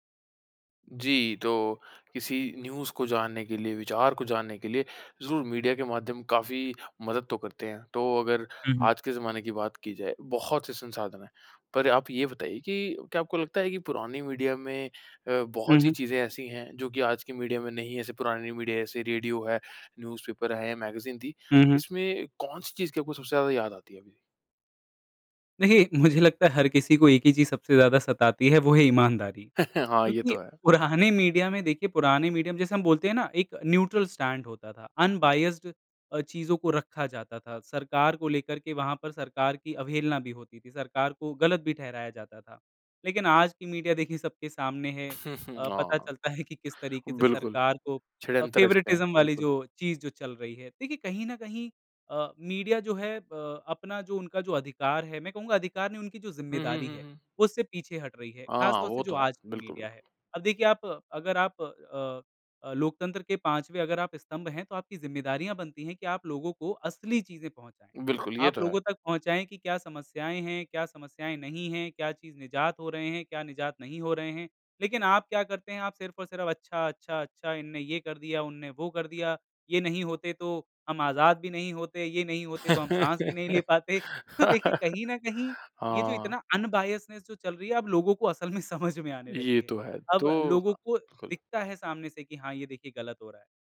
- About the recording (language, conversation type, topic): Hindi, podcast, तुम्हारे मुताबिक़ पुराने मीडिया की कौन-सी बात की कमी आज महसूस होती है?
- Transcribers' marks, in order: in English: "न्यूज़"; tapping; in English: "न्यूज़पेपर"; chuckle; laughing while speaking: "पुराने"; in English: "न्यूट्रल स्टैंड"; in English: "अनबायस्ड"; in English: "फ़ेवरेटिज़्म"; laugh; laughing while speaking: "ले पाते। तो देखिए"; in English: "अनबायस्डनेस"; laughing while speaking: "समझ में"